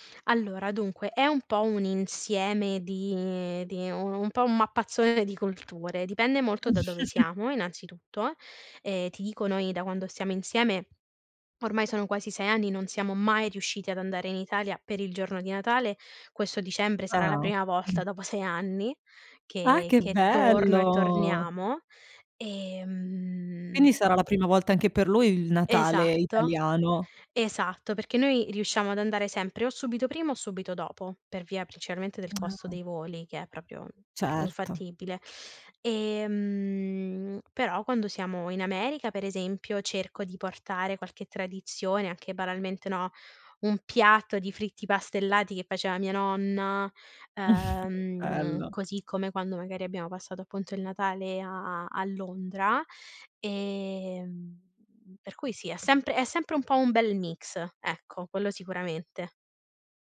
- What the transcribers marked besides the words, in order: other background noise; chuckle; tapping; drawn out: "bello!"; laughing while speaking: "sei"; "principalmente" said as "princialmente"; lip smack; "proprio" said as "propio"; chuckle; "bello" said as "pello"
- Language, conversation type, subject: Italian, podcast, Che ruolo ha la lingua nella tua identità?